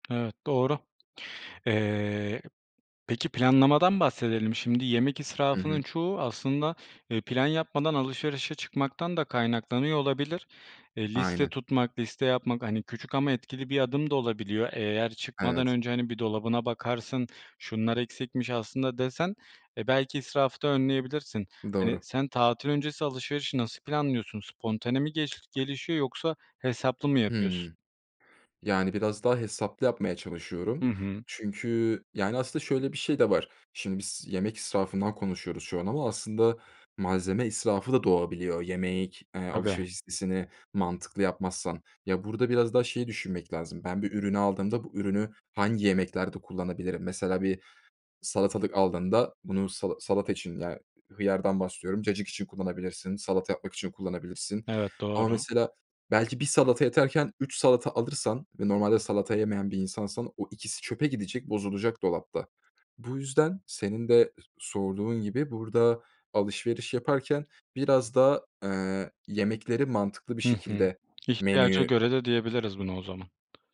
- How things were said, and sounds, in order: tapping; other background noise
- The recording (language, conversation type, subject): Turkish, podcast, Tatillerde yemek israfını nasıl önlersiniz?